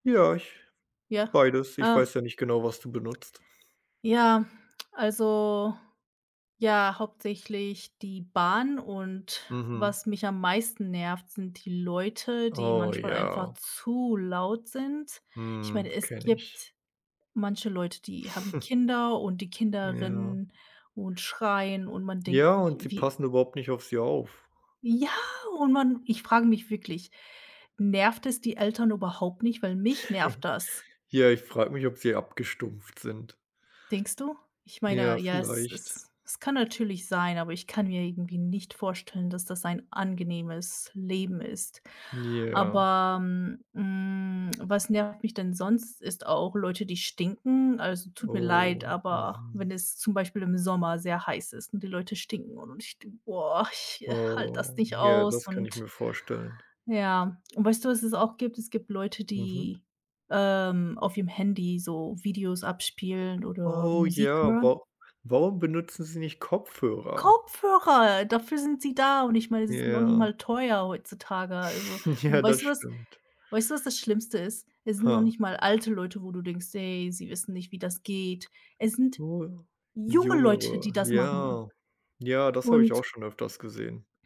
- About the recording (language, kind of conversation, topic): German, unstructured, Was ärgert dich an öffentlichen Verkehrsmitteln am meisten?
- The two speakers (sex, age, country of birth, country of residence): female, 30-34, United States, United States; male, 25-29, Germany, United States
- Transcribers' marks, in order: stressed: "zu"; chuckle; surprised: "Ja"; chuckle; disgusted: "boah, ich, äh, halte das nicht aus"; put-on voice: "Kopfhörer"; chuckle; laughing while speaking: "Ja"; other noise; "Jüngere" said as "Jungere"; stressed: "junge"